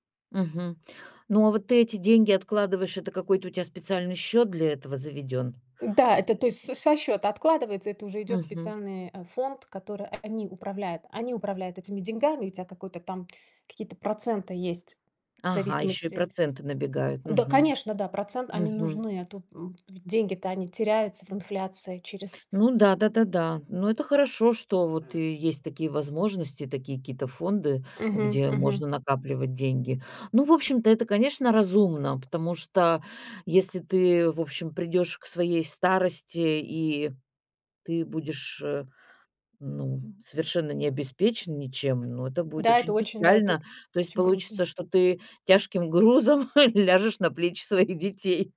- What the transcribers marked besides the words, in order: other background noise; tapping; chuckle; laughing while speaking: "своих детей"
- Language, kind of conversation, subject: Russian, podcast, Стоит ли сейчас ограничивать себя ради более комфортной пенсии?